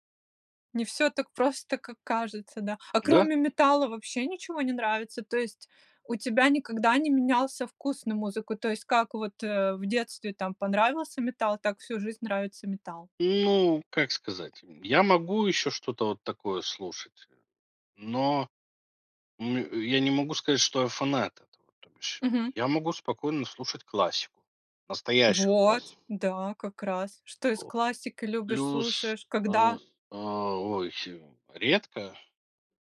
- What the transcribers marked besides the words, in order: background speech; other noise; other background noise
- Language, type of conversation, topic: Russian, podcast, Что повлияло на твой музыкальный вкус в детстве?